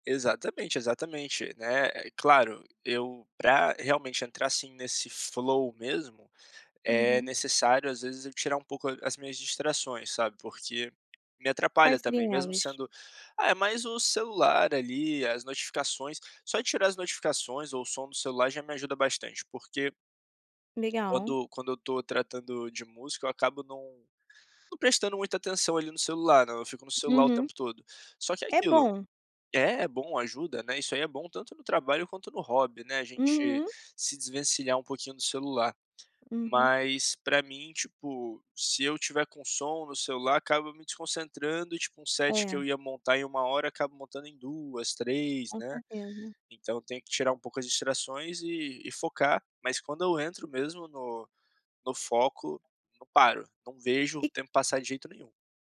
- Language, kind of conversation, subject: Portuguese, podcast, Como entrar no estado de fluxo ao praticar um hobby?
- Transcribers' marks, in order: none